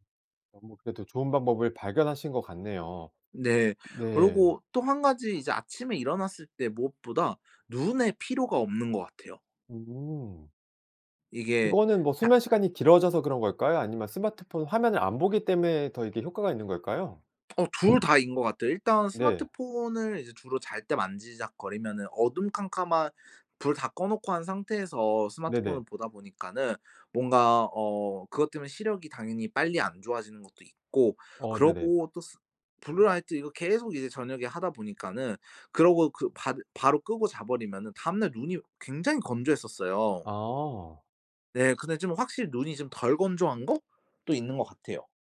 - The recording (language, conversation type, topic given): Korean, podcast, 잠을 잘 자려면 어떤 습관을 지키면 좋을까요?
- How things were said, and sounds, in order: none